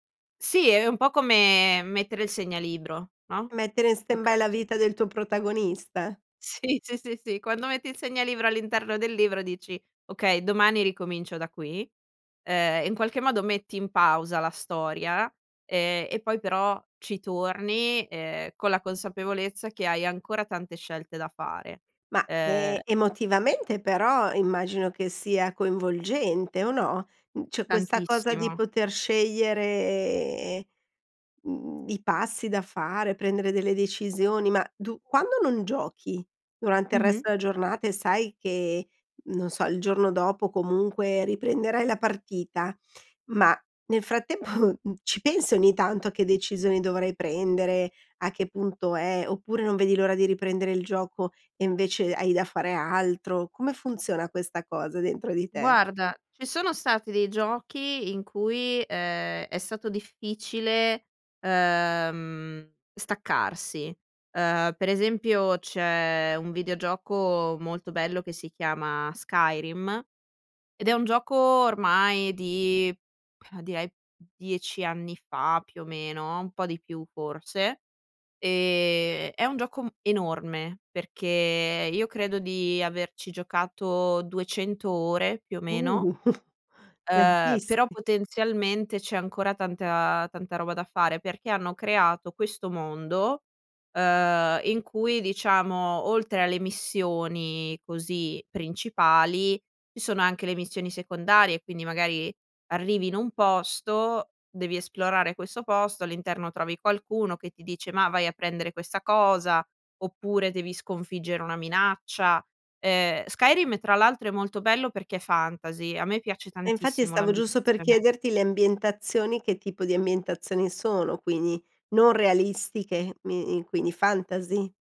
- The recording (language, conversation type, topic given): Italian, podcast, Raccontami di un hobby che ti fa perdere la nozione del tempo?
- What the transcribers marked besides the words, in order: in English: "stand-by"; "cioè" said as "ceh"; "della" said as "ela"; laughing while speaking: "frattempo"; sigh; "tanta-" said as "tantea"; chuckle; "giusto" said as "giusso"; "quindi" said as "quini"; "quindi" said as "quini"